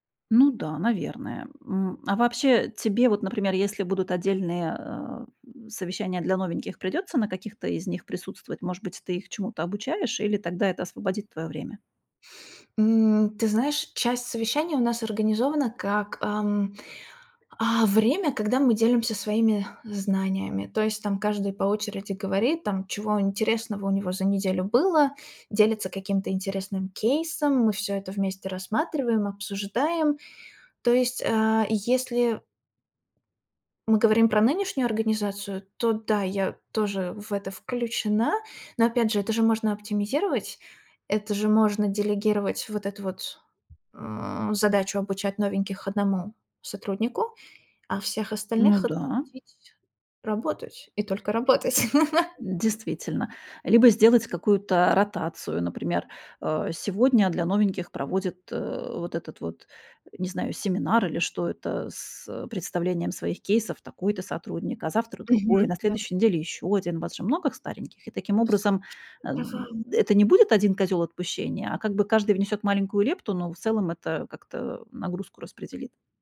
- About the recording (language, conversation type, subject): Russian, advice, Как сократить количество бессмысленных совещаний, которые отнимают рабочее время?
- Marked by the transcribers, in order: tapping; laugh